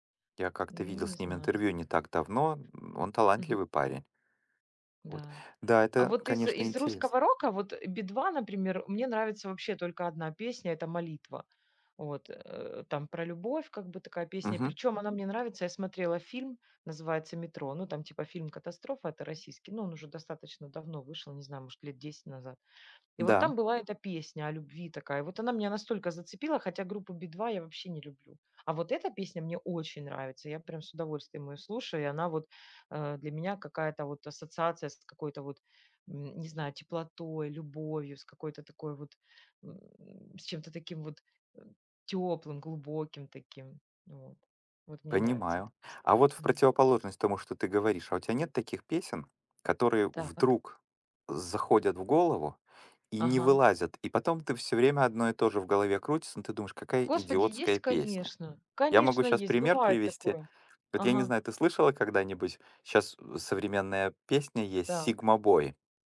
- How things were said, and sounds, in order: other background noise; tapping
- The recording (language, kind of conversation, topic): Russian, unstructured, Какая песня напоминает тебе о счастливом моменте?